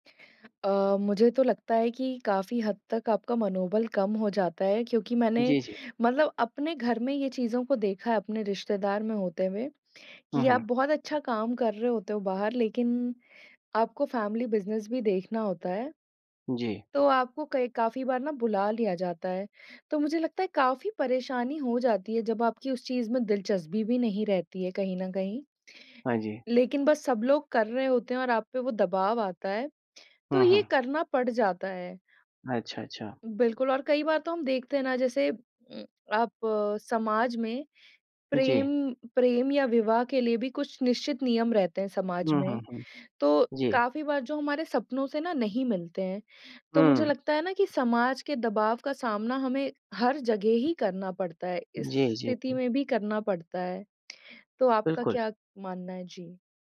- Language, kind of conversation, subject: Hindi, unstructured, क्या आपको लगता है कि अपने सपने पूरे करने के लिए समाज से लड़ना पड़ता है?
- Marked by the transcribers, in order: in English: "फ़ैमिली बिजनेस"; other noise